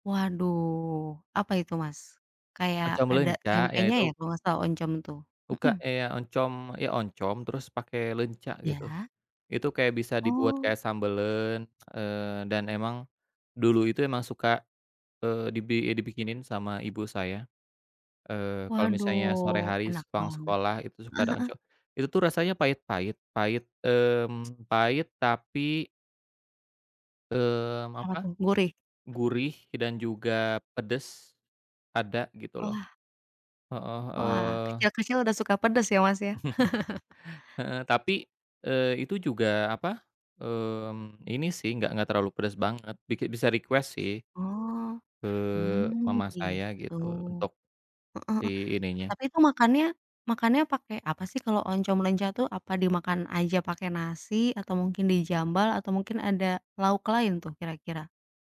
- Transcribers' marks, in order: in Sundanese: "sambeleun"; other background noise; tsk; tapping; chuckle; laugh; in English: "request"; in Javanese: "di-jambal"
- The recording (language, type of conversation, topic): Indonesian, unstructured, Apa kenangan terindahmu tentang makanan semasa kecil?